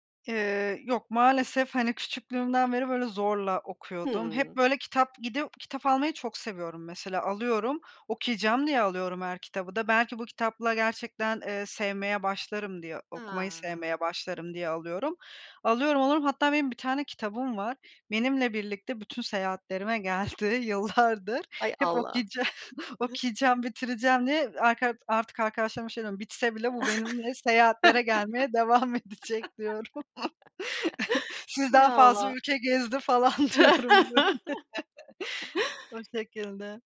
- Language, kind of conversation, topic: Turkish, podcast, Hobiler stresle başa çıkmana nasıl yardımcı olur?
- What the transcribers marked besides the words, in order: drawn out: "Ha"; tapping; other noise; laughing while speaking: "yıllardır"; laughing while speaking: "okuyacağım"; laugh; laughing while speaking: "Hay Allah"; laughing while speaking: "edecek diyorum"; chuckle; laugh; laughing while speaking: "falan diyorum, böyle"